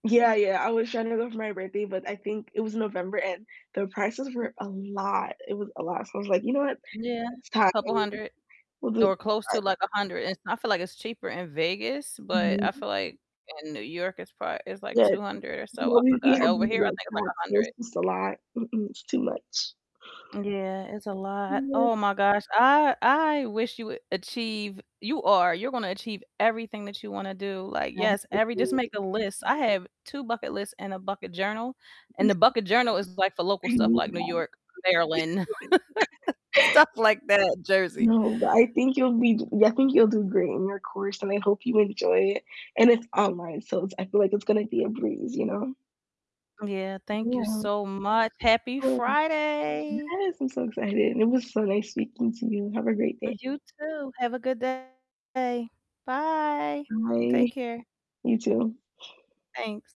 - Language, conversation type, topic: English, unstructured, Which new skill are you excited to try this year, and how can we support each other?
- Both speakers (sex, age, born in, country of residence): female, 20-24, United States, United States; female, 45-49, United States, United States
- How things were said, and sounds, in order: distorted speech; stressed: "lot"; unintelligible speech; unintelligible speech; unintelligible speech; unintelligible speech; unintelligible speech; laugh; laughing while speaking: "stuff like that"; other background noise; background speech; drawn out: "Friday!"; drawn out: "Bye"